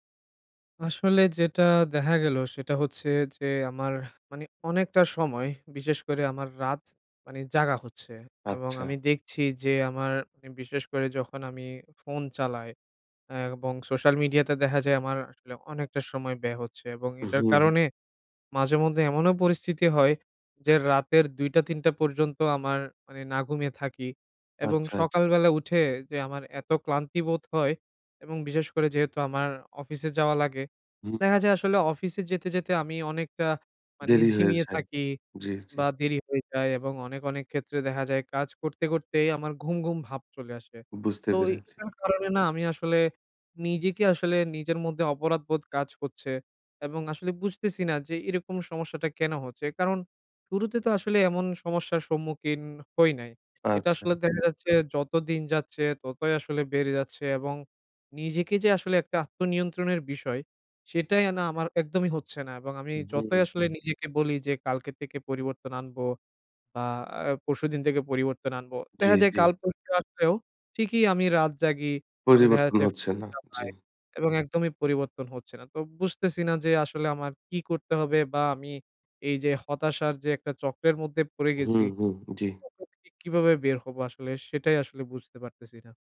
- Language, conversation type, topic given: Bengali, advice, রাত জেগে থাকার ফলে সকালে অতিরিক্ত ক্লান্তি কেন হয়?
- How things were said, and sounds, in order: "দেখা" said as "দেহা"; in English: "social media"; "দেখা" said as "দেহা"; "দেখা" said as "দেহা"; sad: "আমি আসলে, নিজেকে আসলে নিজের মধ্যে অপরাধবোধ কাজ করছে"; other background noise; sad: "তো বুঝতেছি না যে আসলে … বুঝতে পারতেছি না"